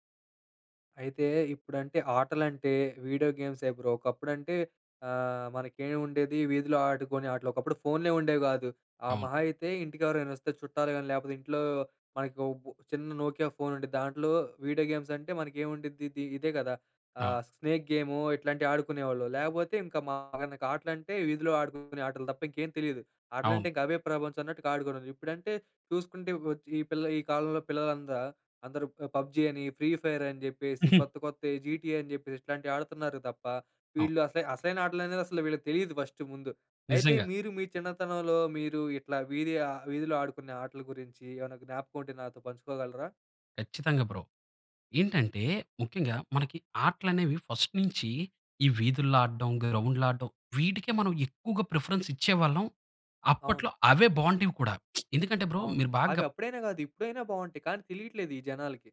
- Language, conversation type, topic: Telugu, podcast, వీధిలో ఆడే ఆటల గురించి నీకు ఏదైనా మధురమైన జ్ఞాపకం ఉందా?
- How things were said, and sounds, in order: in English: "బ్రో"; in English: "నోకియా ఫోన్"; in English: "వీడియో గేమ్స్"; in English: "స్నేక్"; in English: "పబ్జీ"; in English: "ఫ్రీ ఫైర్"; chuckle; in English: "జీటిఎ"; stressed: "ఖచ్చితంగా"; in English: "బ్రో"; in English: "ఫస్ట్"; in English: "గ్రౌండ్‌లో"; in English: "ప్రిఫరెన్స్"; tsk; in English: "బ్రో"